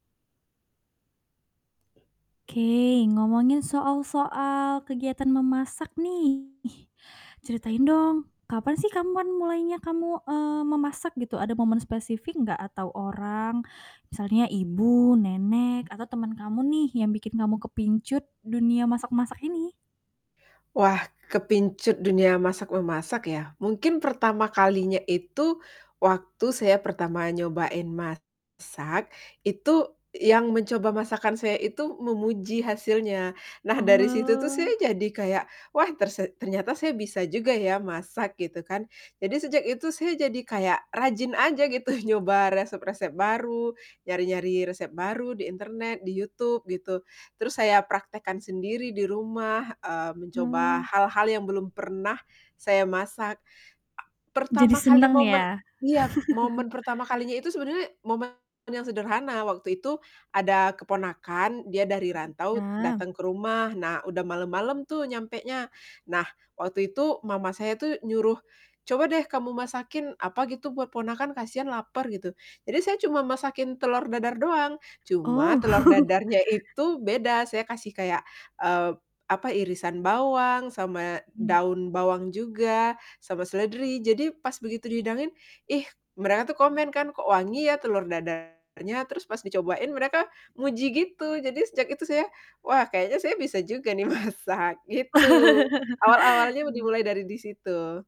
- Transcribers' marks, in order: other background noise; static; distorted speech; laughing while speaking: "gitu"; chuckle; chuckle; tapping; laughing while speaking: "masak"; laugh
- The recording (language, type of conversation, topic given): Indonesian, podcast, Mengapa kamu jatuh cinta pada kegiatan memasak atau mengutak-atik resep?